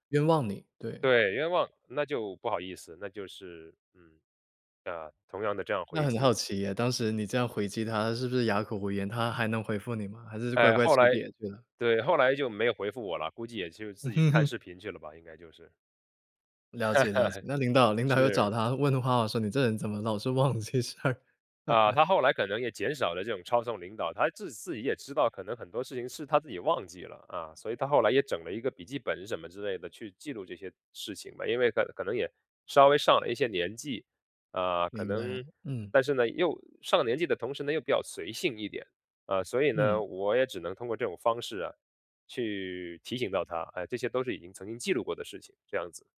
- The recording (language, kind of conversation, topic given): Chinese, podcast, 你如何在不伤和气的情况下给团队成员提出反馈？
- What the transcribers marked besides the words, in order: laugh; laugh; laughing while speaking: "忘记事儿？"; chuckle